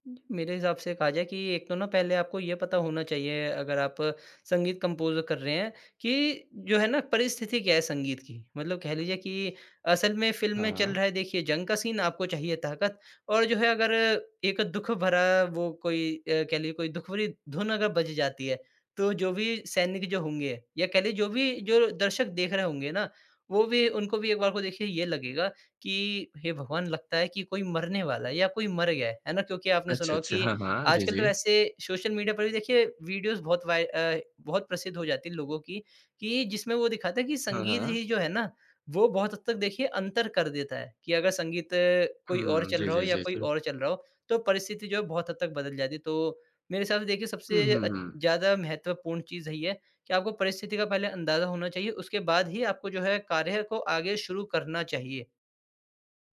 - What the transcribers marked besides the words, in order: other background noise; in English: "कंपोज़"; in English: "वीडियोज़"
- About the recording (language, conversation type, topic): Hindi, podcast, किस फ़िल्म के गीत-संगीत ने आपको गहराई से छुआ?